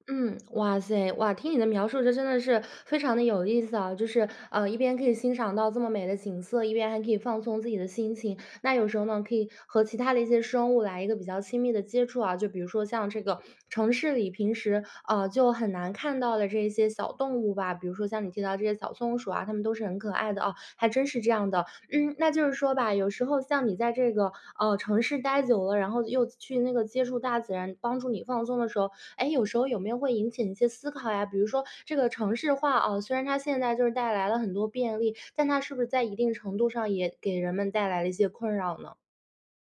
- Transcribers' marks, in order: none
- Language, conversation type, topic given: Chinese, podcast, 城市里怎么找回接触大自然的机会？